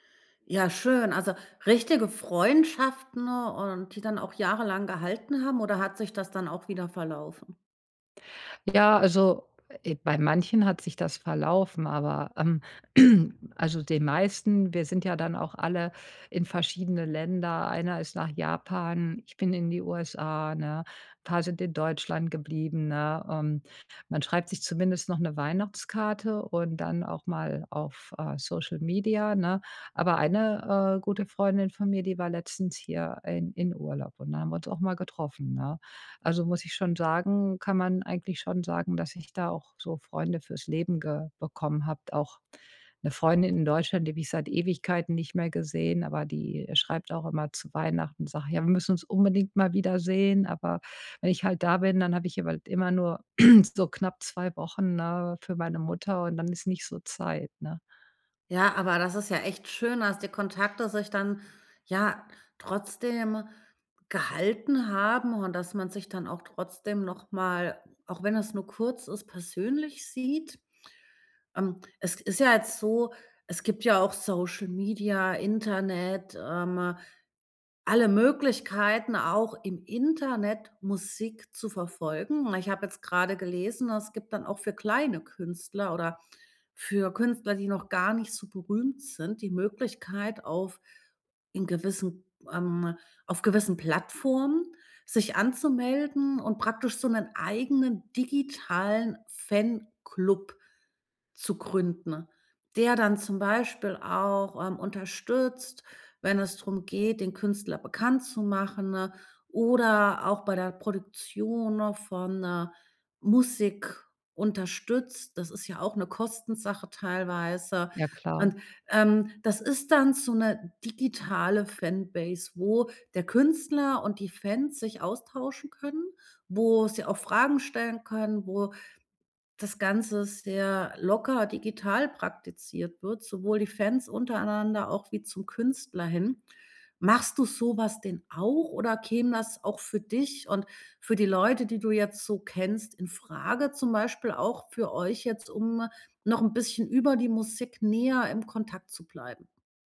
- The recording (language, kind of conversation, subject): German, podcast, Was macht ein Konzert besonders intim und nahbar?
- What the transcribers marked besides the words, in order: throat clearing; in English: "Social-Media"; tapping; throat clearing; stressed: "gehalten"; in English: "Social-Media"; drawn out: "digitalen"